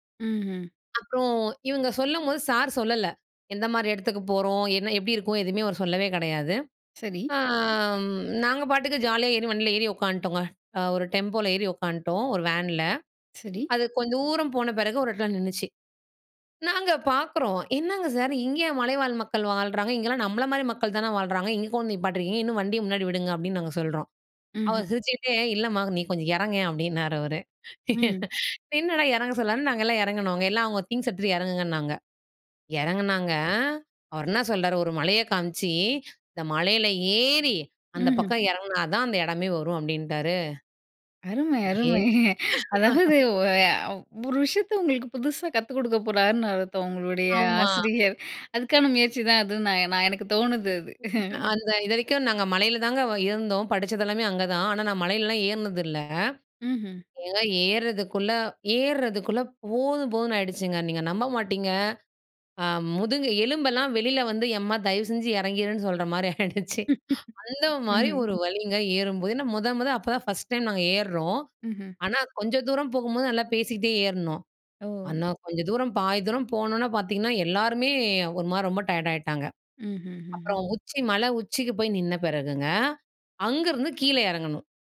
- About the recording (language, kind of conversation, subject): Tamil, podcast, உங்கள் கற்றல் பயணத்தை ஒரு மகிழ்ச்சி கதையாக சுருக்கமாகச் சொல்ல முடியுமா?
- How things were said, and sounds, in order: drawn out: "ஆம்"; drawn out: "தூரம்"; laugh; in English: "திங்க்ஸ்"; other background noise; inhale; laughing while speaking: "அதாவது ஒ அ ஒரு விஷயத்த … எனக்கு தோணுது அது"; laugh; tapping; inhale; chuckle